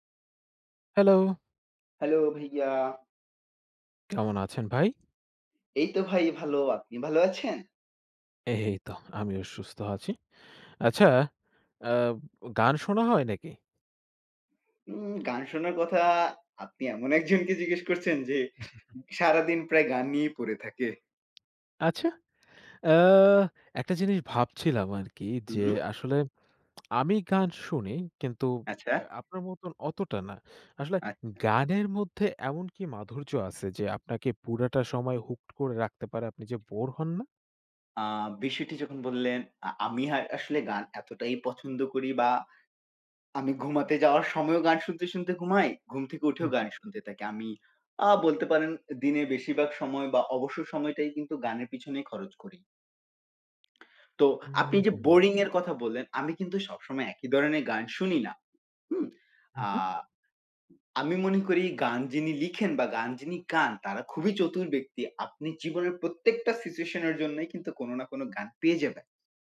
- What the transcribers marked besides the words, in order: tapping; lip smack; laughing while speaking: "আপনি এমন একজনকে জিজ্ঞেস করছেন যে"; other noise; lip smack; in English: "হুকড"; lip smack
- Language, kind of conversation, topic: Bengali, unstructured, সঙ্গীত আপনার জীবনে কী ধরনের প্রভাব ফেলেছে?